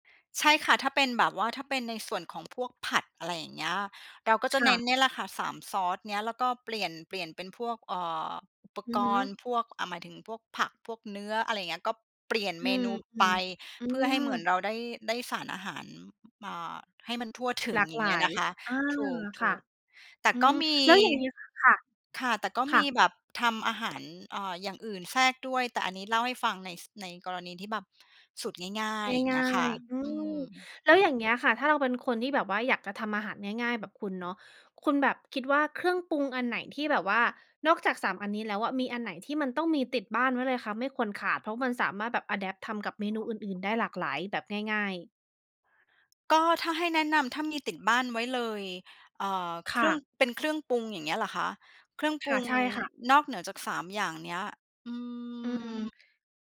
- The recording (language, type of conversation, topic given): Thai, podcast, แนะนำสูตรทำอาหารง่ายๆ ที่ทำเองที่บ้านได้ไหม?
- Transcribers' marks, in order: in English: "อะแดปต์"